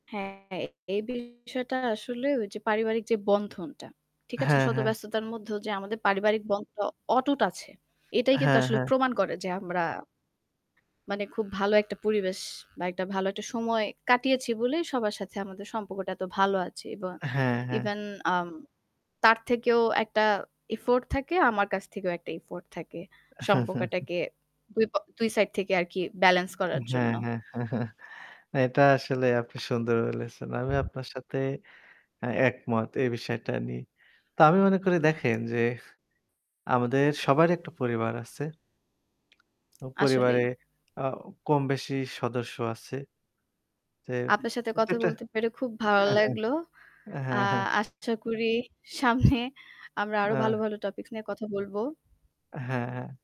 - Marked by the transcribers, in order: static; distorted speech; in English: "এফোর্ট"; in English: "এফোর্ট"; chuckle; chuckle; wind; tapping; chuckle; laughing while speaking: "সামনে"
- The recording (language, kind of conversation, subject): Bengali, unstructured, আপনার পরিবারের সদস্যদের সঙ্গে সময় কাটানো কেন গুরুত্বপূর্ণ বলে মনে করেন?